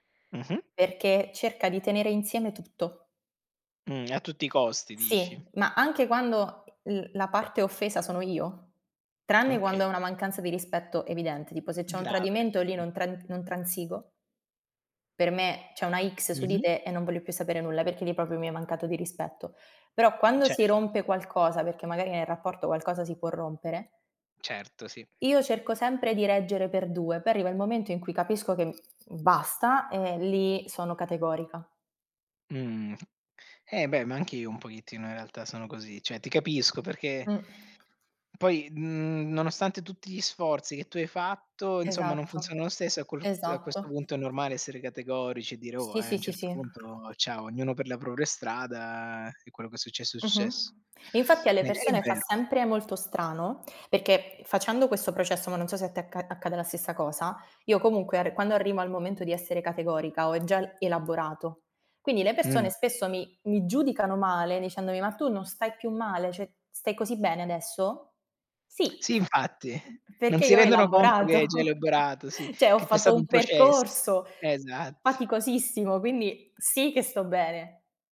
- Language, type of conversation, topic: Italian, unstructured, È giusto controllare il telefono del partner per costruire fiducia?
- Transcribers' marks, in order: other background noise; "proprio" said as "propio"; tapping; "poi" said as "pei"; "Cioè" said as "ceh"; chuckle; "cioè" said as "ceh"